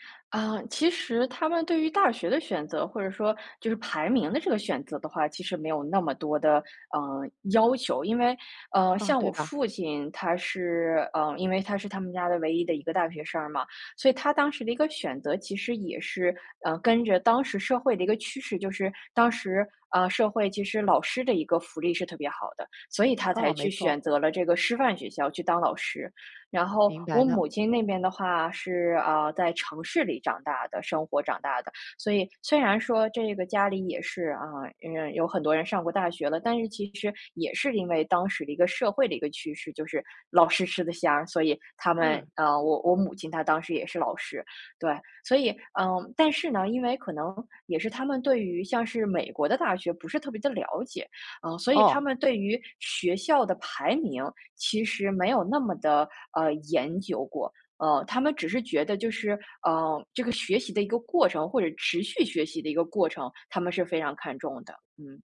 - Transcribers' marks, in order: other background noise
- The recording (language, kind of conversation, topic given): Chinese, podcast, 你家里人对你的学历期望有多高？